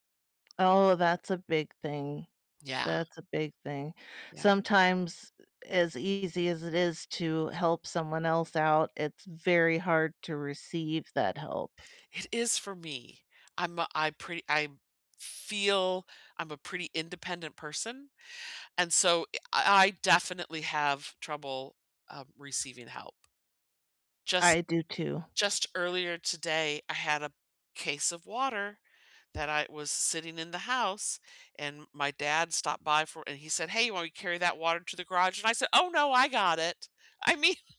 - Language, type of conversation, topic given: English, unstructured, What is a kind thing someone has done for you recently?
- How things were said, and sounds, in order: laughing while speaking: "I mean"